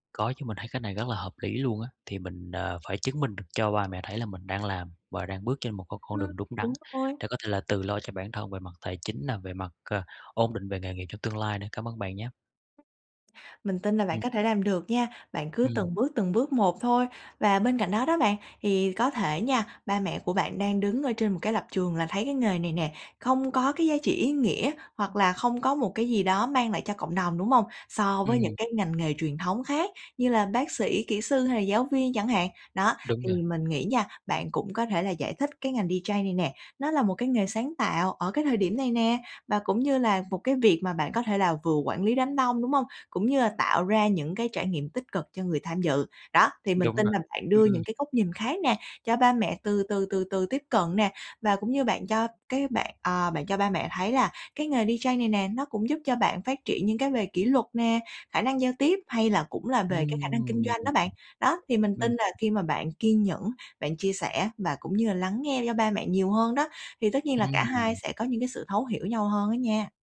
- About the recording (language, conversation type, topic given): Vietnamese, advice, Làm thế nào để nói chuyện với gia đình khi họ phê bình quyết định chọn nghề hoặc việc học của bạn?
- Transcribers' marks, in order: tapping; in English: "D-J"; in English: "D-J"